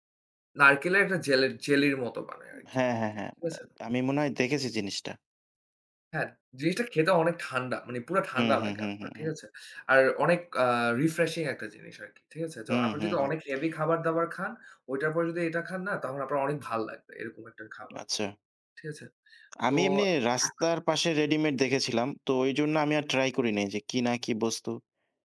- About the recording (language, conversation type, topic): Bengali, unstructured, খাবার নিয়ে আপনার সবচেয়ে মজার স্মৃতিটি কী?
- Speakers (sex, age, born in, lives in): male, 25-29, Bangladesh, Bangladesh; male, 25-29, Bangladesh, Bangladesh
- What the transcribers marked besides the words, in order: tapping; other background noise; throat clearing